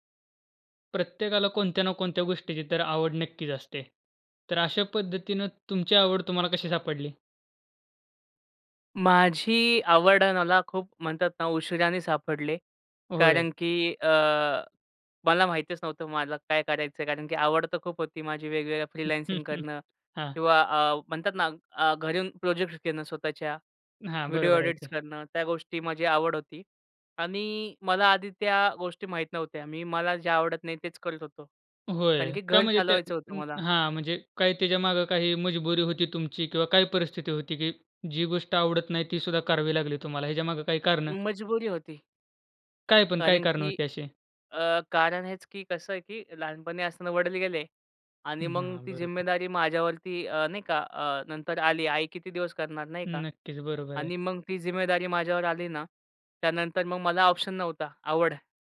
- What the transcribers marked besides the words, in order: in English: "फ्रीलान्सिंग"; chuckle
- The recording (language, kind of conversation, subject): Marathi, podcast, तुमची आवड कशी विकसित झाली?